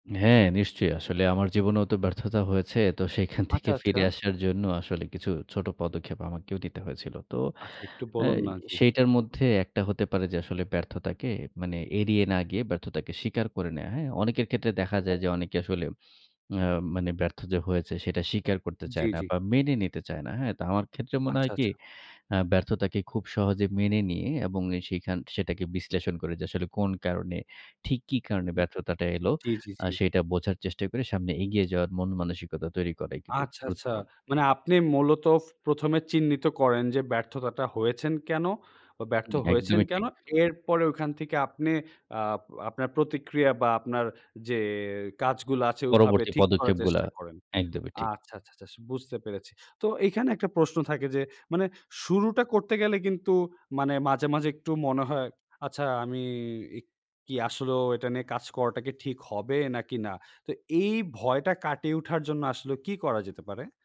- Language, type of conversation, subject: Bengali, podcast, একটি ব্যর্থতা থেকে ঘুরে দাঁড়াতে প্রথম ছোট পদক্ষেপটি কী হওয়া উচিত?
- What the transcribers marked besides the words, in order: other background noise